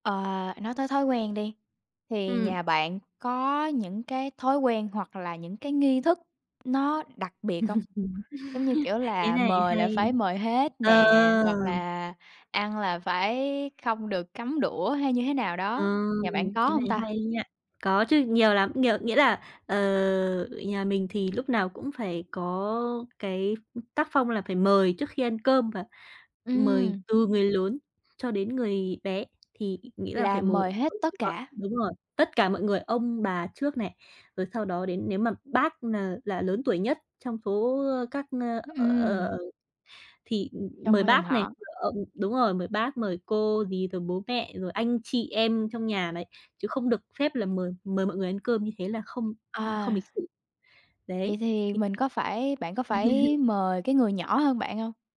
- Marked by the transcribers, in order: tapping; laugh; other background noise; unintelligible speech; unintelligible speech; laugh
- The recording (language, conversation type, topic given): Vietnamese, podcast, Mâm cơm gia đình quan trọng với bạn như thế nào?